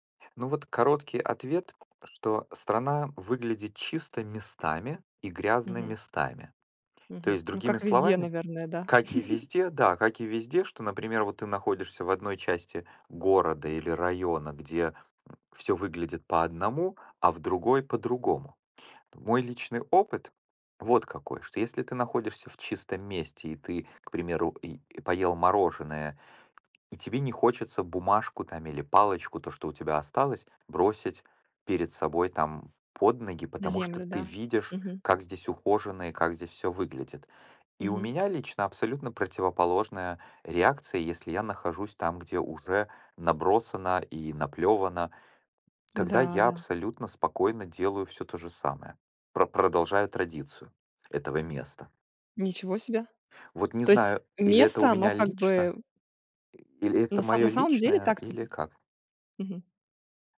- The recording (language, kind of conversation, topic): Russian, podcast, Как ты начал(а) жить более экологично?
- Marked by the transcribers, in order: other background noise; chuckle; background speech; "есть" said as "есь"